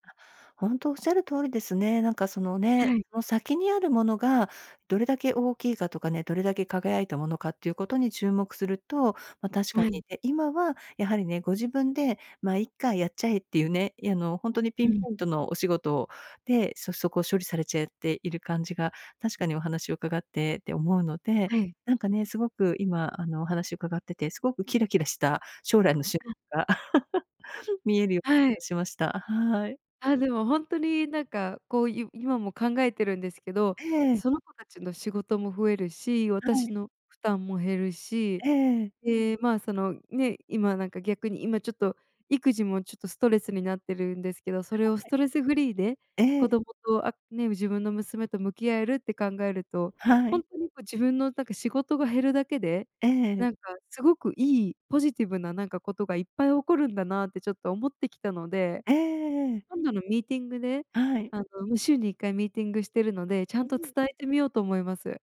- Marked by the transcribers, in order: chuckle
- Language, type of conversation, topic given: Japanese, advice, 仕事が多すぎて終わらないとき、どうすればよいですか？